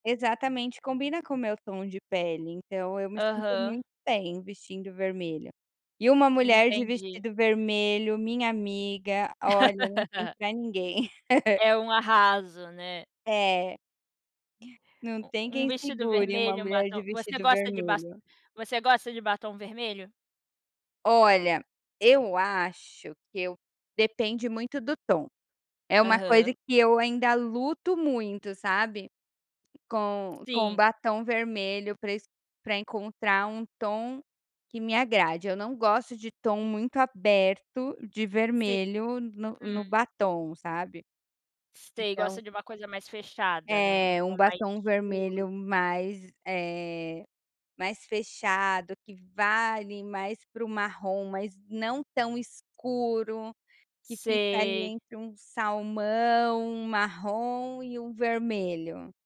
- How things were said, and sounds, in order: laugh; laugh; other background noise
- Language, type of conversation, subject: Portuguese, podcast, Como sua cultura influencia o jeito de se vestir?